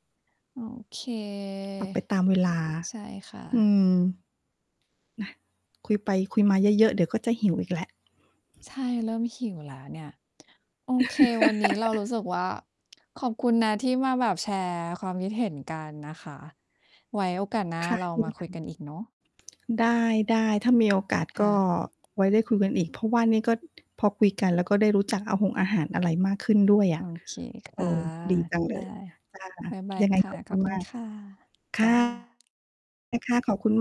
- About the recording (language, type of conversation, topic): Thai, unstructured, คุณรู้สึกอย่างไรกับอาหารที่เคยทำให้คุณมีความสุขแต่ตอนนี้หากินยาก?
- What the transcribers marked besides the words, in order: tapping; other background noise; laugh; distorted speech